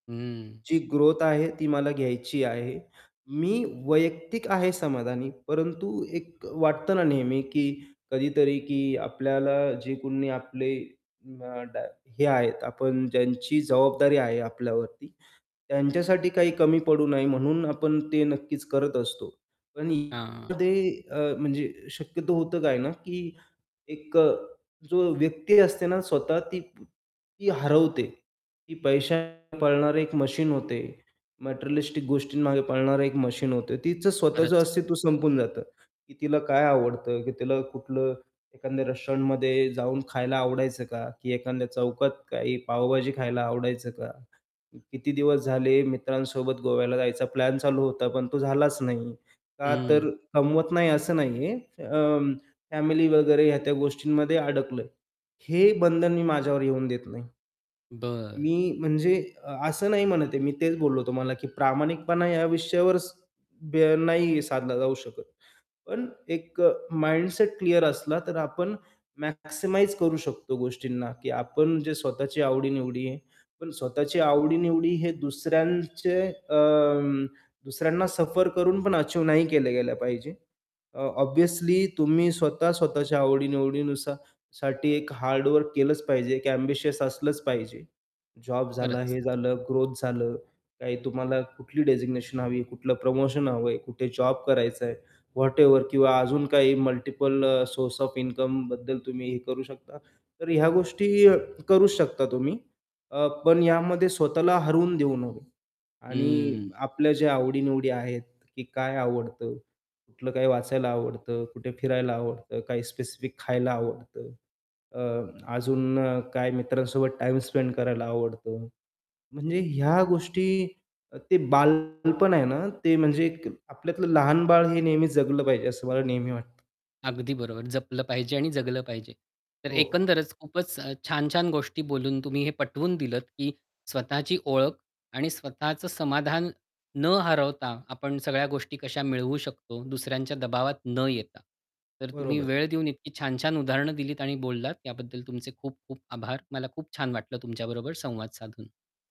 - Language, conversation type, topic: Marathi, podcast, शेवटी, तुला खरं समाधान कशातून मिळतं?
- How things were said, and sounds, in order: static; tapping; unintelligible speech; distorted speech; other background noise; in English: "रेस्टॉरंटमध्ये"; in English: "माइंडसेट"; in English: "ऑब्वियसली"; in English: "एम्बिशियस"; in English: "मल्टिपल सोर्स ओएफ"; in English: "स्पेंड"